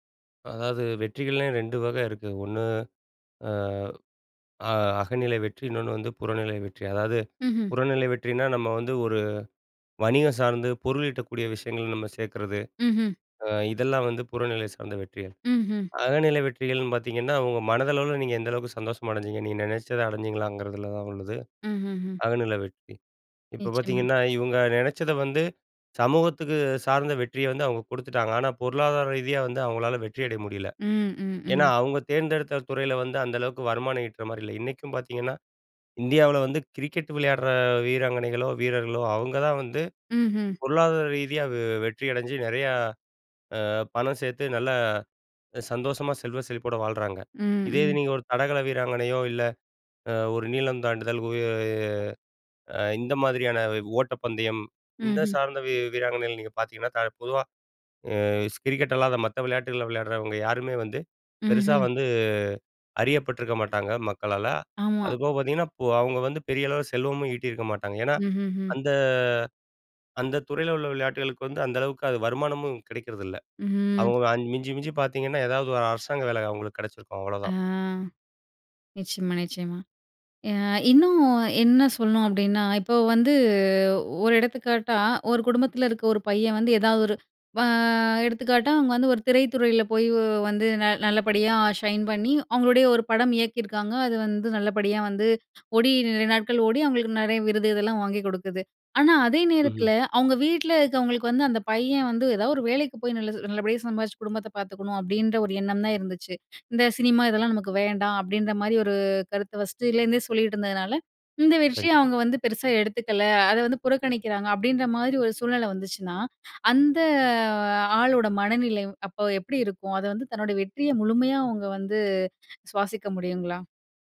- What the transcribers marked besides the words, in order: drawn out: "உய"; "இது" said as "இந்த"; drawn out: "அந்த"; drawn out: "ம்"; tapping; drawn out: "ஆ"; drawn out: "வந்து"; drawn out: "வ"; anticipating: "ஆனா, அதே நேரத்துல அவுங்க வீட்ல … எண்ணம் தான் இருந்துச்சு"; drawn out: "அந்த"
- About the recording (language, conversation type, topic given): Tamil, podcast, நீங்கள் வெற்றியை எப்படி வரையறுக்கிறீர்கள்?